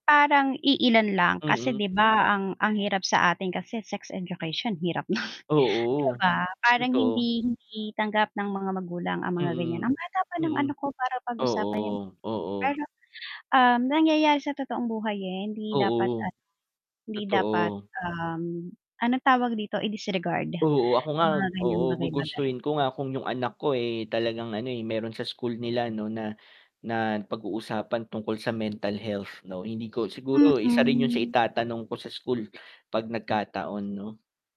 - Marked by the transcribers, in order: static; mechanical hum; other background noise; tapping
- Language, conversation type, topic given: Filipino, unstructured, Paano mo nilalabanan ang stigma tungkol sa kalusugan ng pag-iisip sa paligid mo?